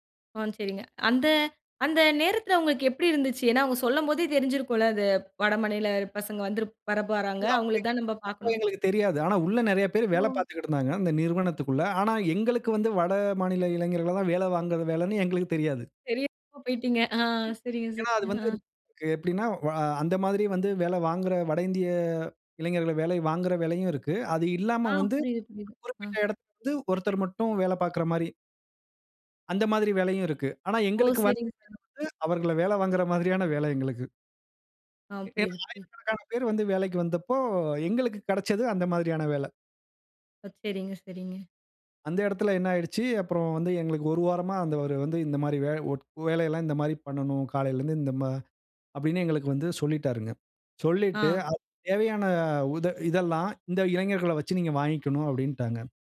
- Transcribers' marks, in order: "சொல்லும்" said as "சொல்லம்"; laughing while speaking: "தெரியா போய்ட்டீங்க"; other background noise
- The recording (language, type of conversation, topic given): Tamil, podcast, நீங்கள் பேசும் மொழியைப் புரிந்துகொள்ள முடியாத சூழலை எப்படிச் சமாளித்தீர்கள்?